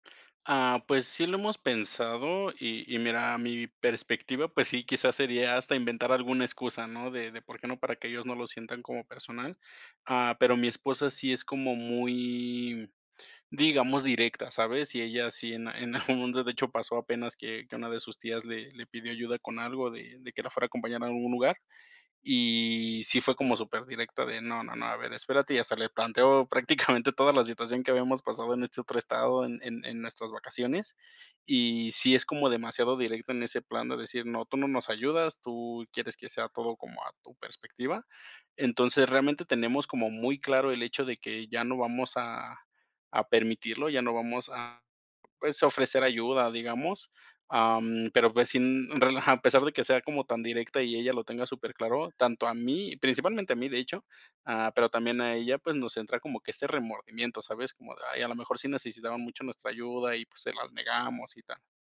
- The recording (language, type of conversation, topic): Spanish, advice, ¿Cómo puedo manejar la culpa por no poder ayudar siempre a mis familiares?
- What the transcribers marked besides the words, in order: drawn out: "muy"; laughing while speaking: "en algún mundo"; laughing while speaking: "prácticamente"